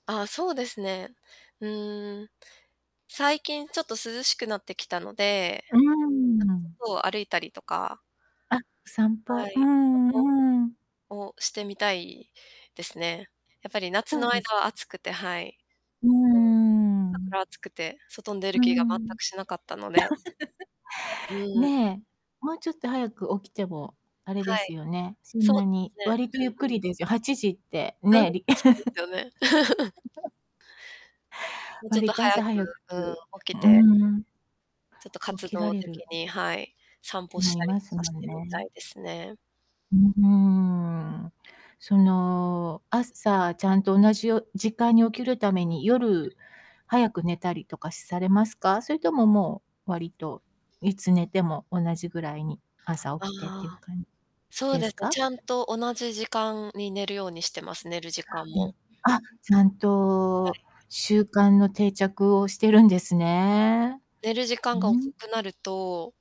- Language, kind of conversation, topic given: Japanese, podcast, 朝は普段どのように過ごしていますか？
- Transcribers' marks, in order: drawn out: "うーん"; other background noise; distorted speech; unintelligible speech; drawn out: "うーん"; laugh; chuckle; laugh; drawn out: "うーん"